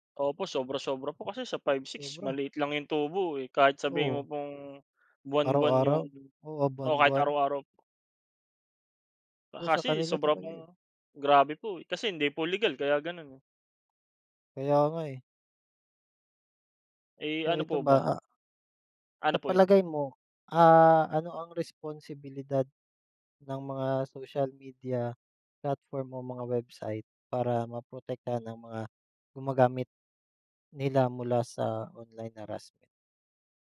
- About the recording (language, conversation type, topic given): Filipino, unstructured, Ano ang palagay mo sa panliligalig sa internet at paano ito nakaaapekto sa isang tao?
- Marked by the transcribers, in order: none